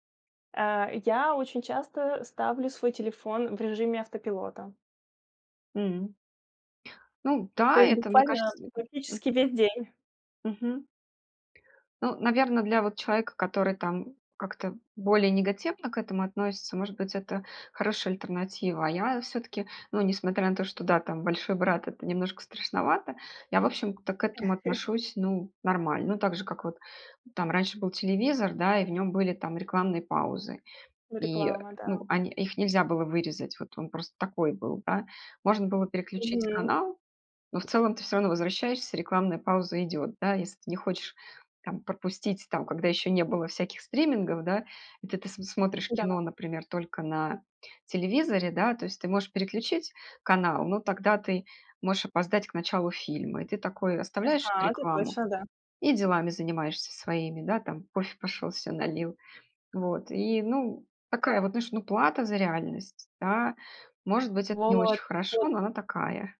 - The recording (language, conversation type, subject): Russian, podcast, Как социальные сети влияют на то, что ты смотришь?
- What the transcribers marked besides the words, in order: chuckle